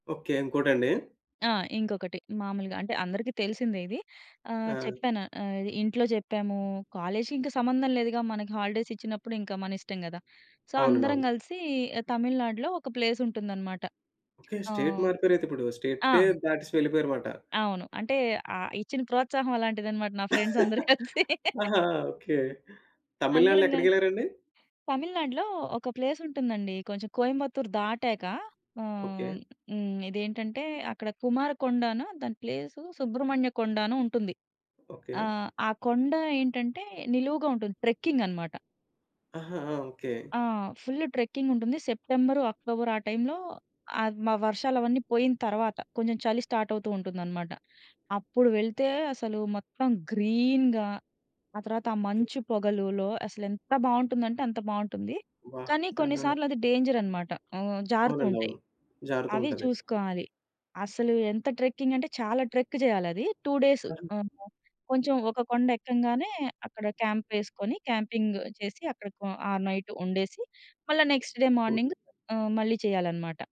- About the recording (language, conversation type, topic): Telugu, podcast, స్నేహితులతో కలిసి చేసిన సాహసం మీకు ఎలా అనిపించింది?
- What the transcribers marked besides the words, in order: other background noise; in English: "సో"; in English: "స్టేట్"; chuckle; laughing while speaking: "కలిసి"; in English: "స్టార్ట్"; in English: "గ్రీన్‌గా"; in Hindi: "వాహ్!"; in English: "ట్రెక్"; in English: "టూ"; unintelligible speech; in English: "క్యాంపింగ్"; in English: "నెక్స్ట్ డే మార్నింగ్"